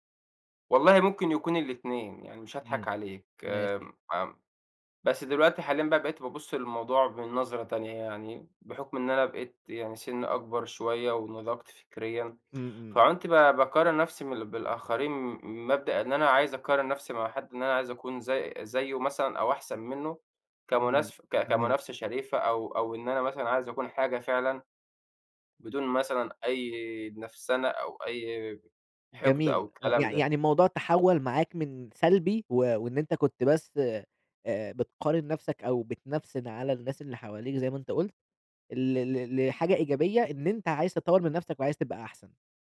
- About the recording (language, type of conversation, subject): Arabic, podcast, إزاي بتتعامل مع إنك تقارن نفسك بالناس التانيين؟
- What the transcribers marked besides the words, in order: none